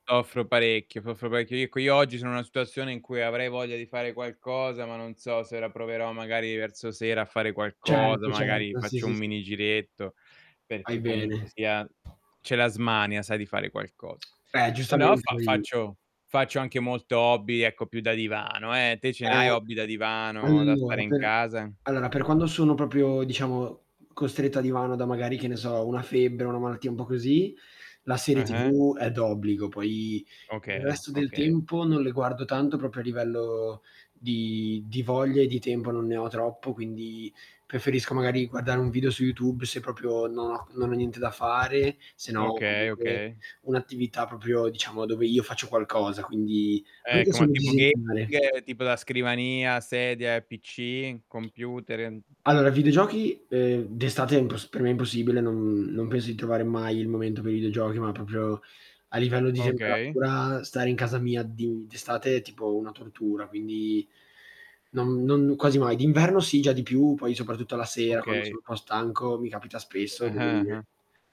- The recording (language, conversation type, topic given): Italian, unstructured, Qual è il tuo hobby preferito e perché ti piace così tanto?
- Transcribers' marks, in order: static; tapping; tsk; "proprio" said as "propio"; "proprio" said as "propio"; other background noise; "proprio" said as "propio"; "proprio" said as "propio"; distorted speech; in English: "gaming"; "proprio" said as "propio"